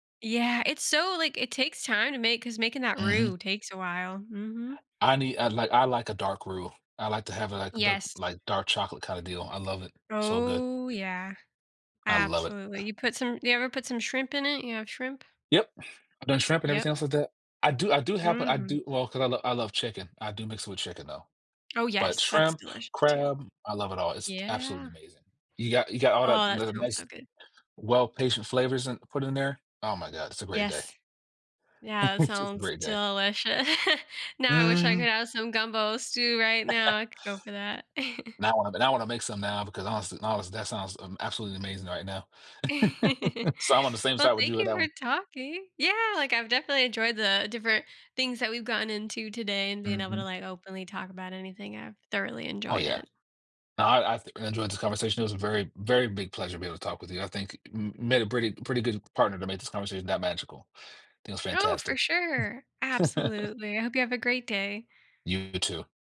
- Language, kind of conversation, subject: English, unstructured, What habits or rituals help you start your day on a positive note?
- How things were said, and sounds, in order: other background noise; drawn out: "Oh"; chuckle; laughing while speaking: "deliciou"; chuckle; laugh; chuckle